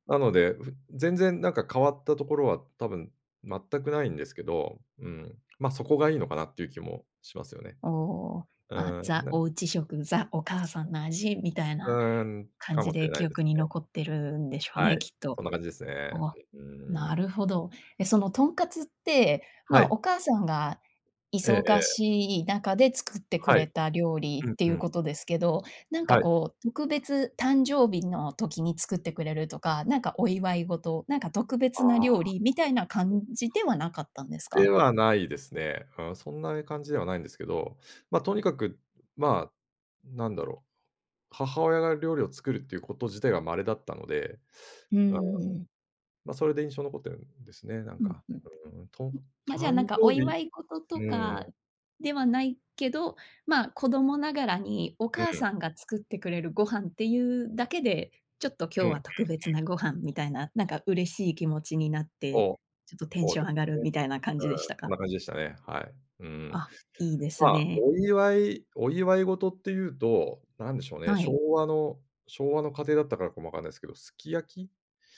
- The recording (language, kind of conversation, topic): Japanese, podcast, 子どもの頃の食卓で一番好きだった料理は何ですか？
- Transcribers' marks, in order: other background noise; unintelligible speech